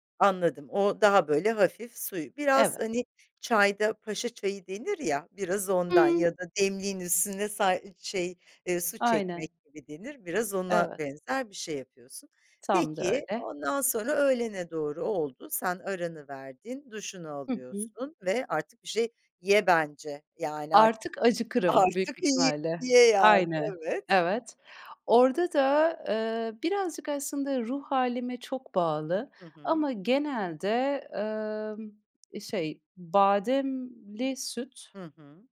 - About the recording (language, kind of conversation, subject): Turkish, podcast, Evde huzurlu bir sabah yaratmak için neler yaparsın?
- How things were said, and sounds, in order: other background noise